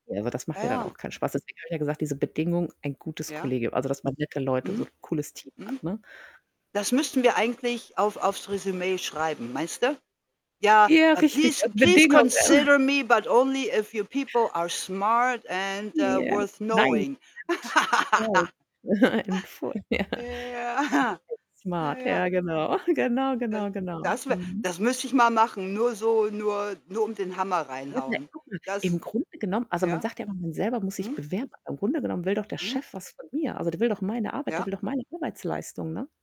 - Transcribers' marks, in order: static; distorted speech; joyful: "Ja, richtig, als Bedingungen"; chuckle; in English: "Please please consider me but … äh, worth knowing"; unintelligible speech; unintelligible speech; tapping; laughing while speaking: "vorher"; unintelligible speech; laugh; chuckle; laughing while speaking: "Ja"; other background noise; unintelligible speech
- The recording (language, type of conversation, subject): German, unstructured, Was macht für dich einen guten Arbeitstag aus?